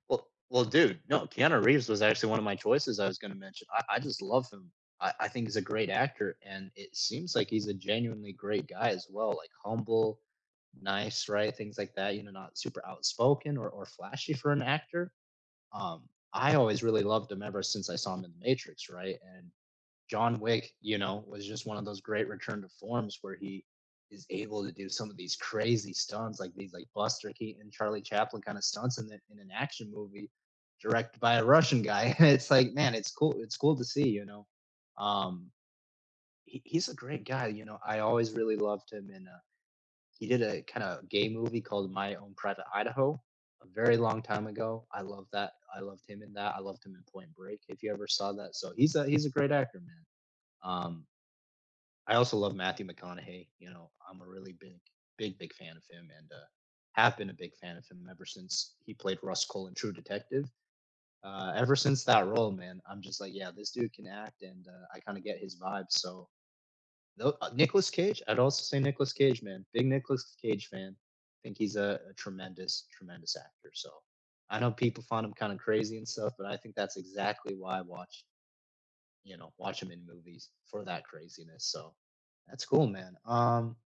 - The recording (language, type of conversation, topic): English, unstructured, Who are the actors you would watch in anything, and what makes them so irresistible?
- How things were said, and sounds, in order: none